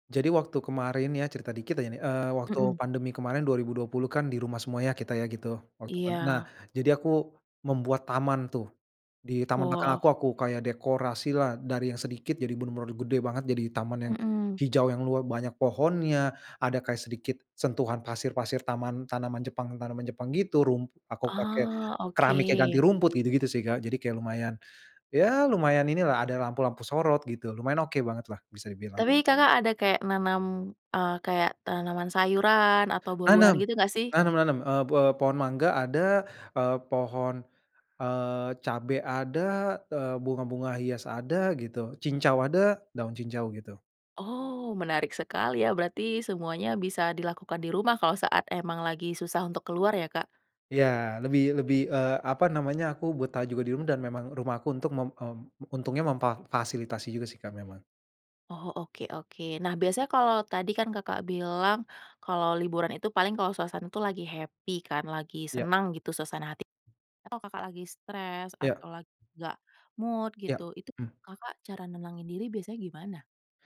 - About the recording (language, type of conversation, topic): Indonesian, podcast, Apa hal sederhana di alam yang selalu membuatmu merasa tenang?
- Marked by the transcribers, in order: other background noise; in English: "happy"; in English: "mood"